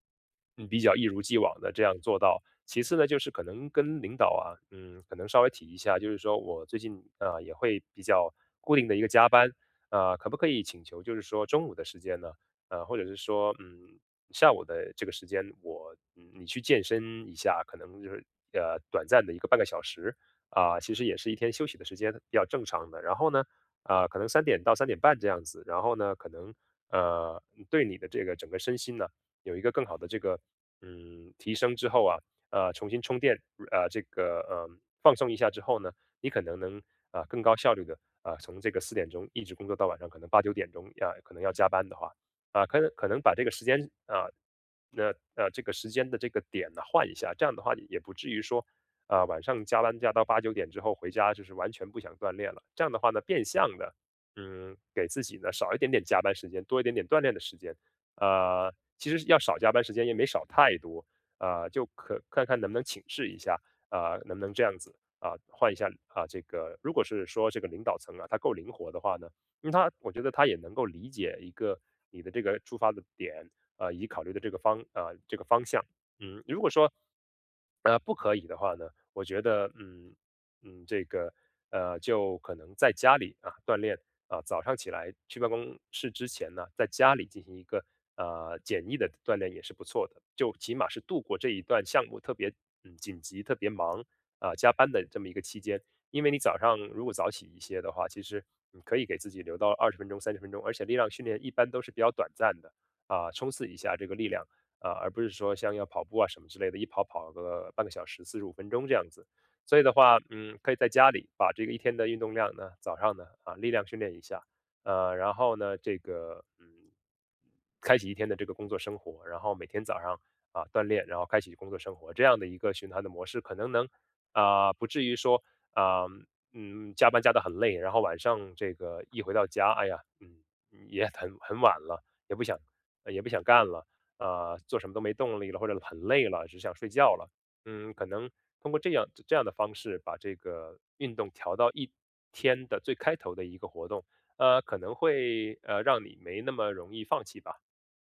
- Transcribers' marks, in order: none
- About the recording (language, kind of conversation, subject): Chinese, advice, 你因为工作太忙而完全停掉运动了吗？